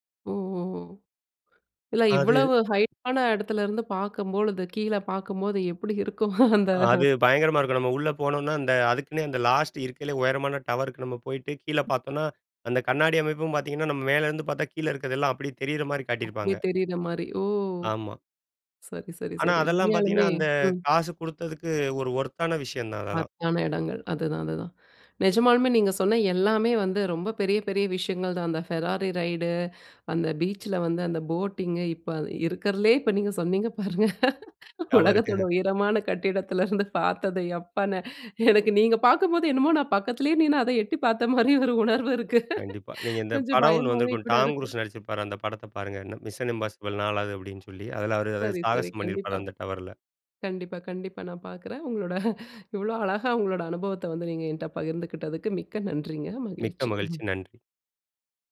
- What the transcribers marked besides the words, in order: other noise; chuckle; drawn out: "ஓ!"; unintelligible speech; in English: "ஃபெராரி ரைட்"; laughing while speaking: "இப்ப நீங்க சொன்னீங்க பாருங்க உலகத்தோட … பயமாவே கூட இருக்கு"; laughing while speaking: "டவர்கு"; laughing while speaking: "உங்களோட இவ்ளோ அழகா உங்களோட அனுபவத்த வந்து"
- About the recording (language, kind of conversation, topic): Tamil, podcast, ஒரு பெரிய சாகச அனுபவம் குறித்து பகிர முடியுமா?